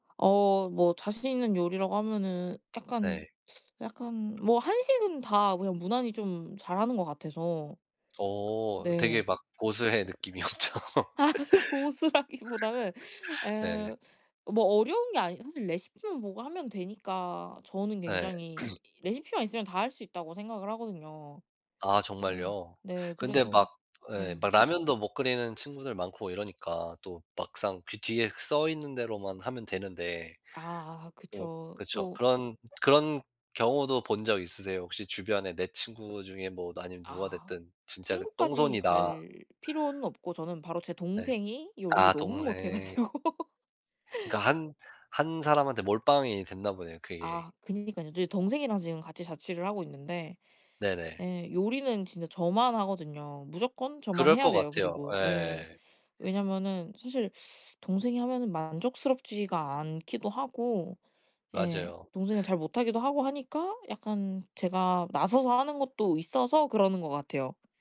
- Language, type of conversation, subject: Korean, podcast, 요리 취미를 즐기는 데 도움이 되는 팁이 있을까요?
- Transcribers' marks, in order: teeth sucking; laughing while speaking: "고수라기보다는"; laughing while speaking: "느낌이 엄청"; laugh; throat clearing; laughing while speaking: "못해 가지고"; teeth sucking